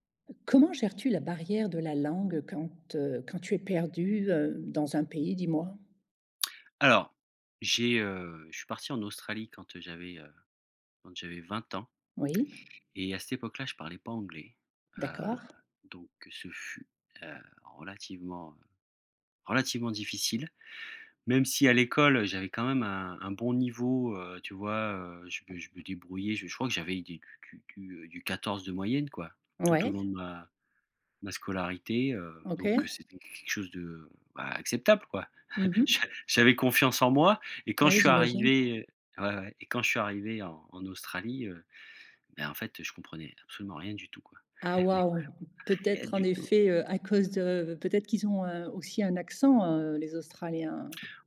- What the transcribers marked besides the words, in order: other noise; tapping; chuckle; other background noise; chuckle; laughing while speaking: "mais vraiment rien du tout"
- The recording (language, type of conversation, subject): French, podcast, Comment gères-tu la barrière de la langue quand tu te perds ?